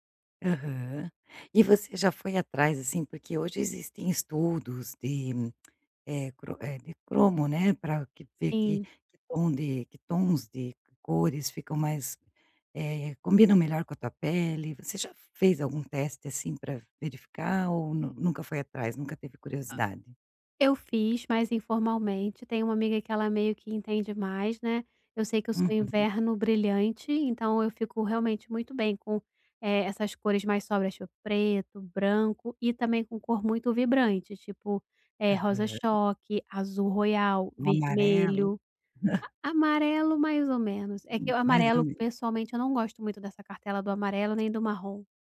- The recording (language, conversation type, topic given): Portuguese, podcast, Como as cores das roupas influenciam seu estado de espírito?
- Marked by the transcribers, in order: tongue click; other background noise; chuckle